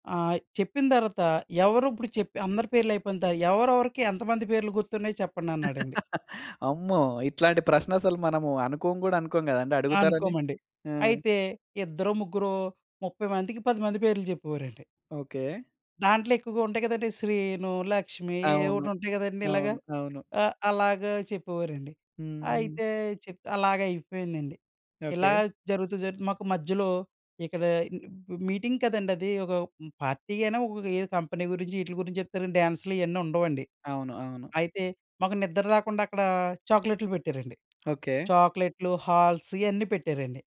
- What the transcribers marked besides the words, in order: giggle; in English: "మీటింగ్"; in English: "పార్టీ"; in English: "కంపెనీ"; tapping; in English: "హాల్స్"
- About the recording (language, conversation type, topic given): Telugu, podcast, మీరు మొదటి ఉద్యోగానికి వెళ్లిన రోజు ఎలా గడిచింది?